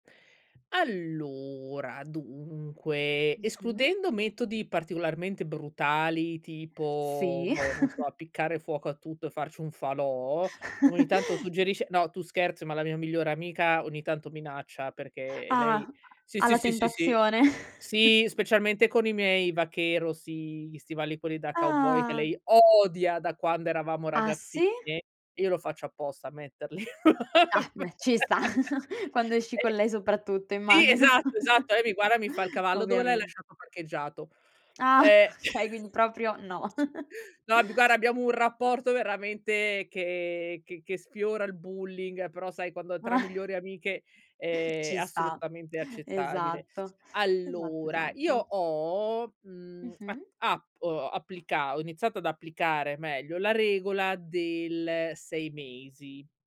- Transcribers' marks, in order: drawn out: "Allora"; chuckle; chuckle; chuckle; chuckle; scoff; chuckle; chuckle; chuckle; in English: "bullying"; laughing while speaking: "Ah"; other background noise
- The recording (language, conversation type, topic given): Italian, podcast, Come fai a liberarti del superfluo?